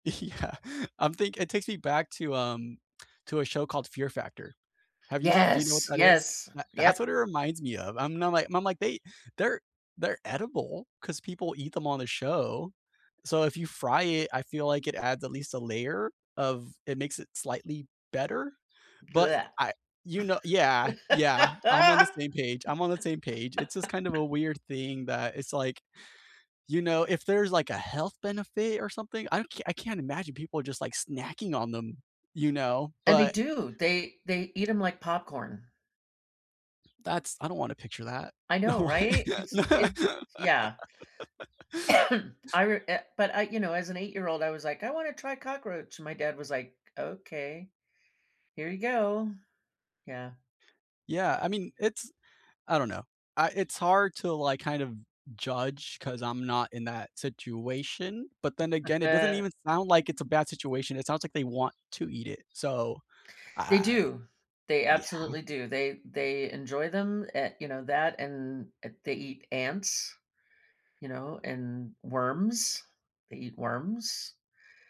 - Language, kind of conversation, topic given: English, unstructured, What is the most unforgettable street food you discovered while traveling, and what made it special?
- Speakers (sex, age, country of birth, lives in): female, 60-64, United States, United States; male, 30-34, United States, United States
- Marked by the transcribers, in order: laughing while speaking: "Yeah"; bird; stressed: "Yes"; laugh; tapping; laughing while speaking: "No way"; laugh; cough; laugh; other background noise